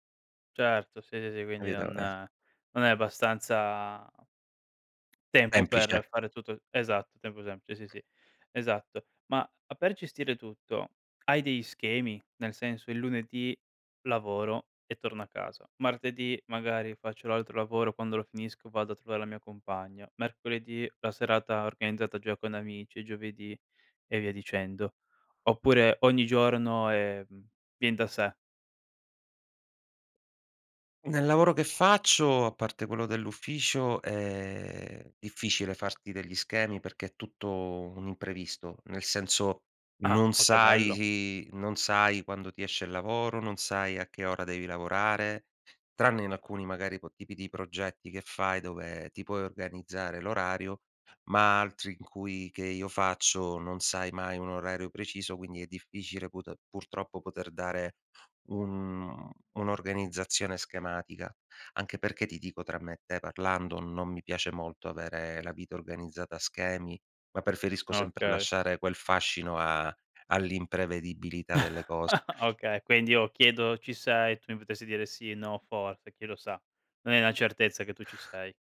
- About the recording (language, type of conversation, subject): Italian, podcast, Come bilanci la vita privata e l’ambizione professionale?
- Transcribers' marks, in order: "Capito" said as "cabito"; "non" said as "on"; tapping; "Semplice" said as "emplice"; unintelligible speech; "alcuni" said as "accuni"; laugh; other background noise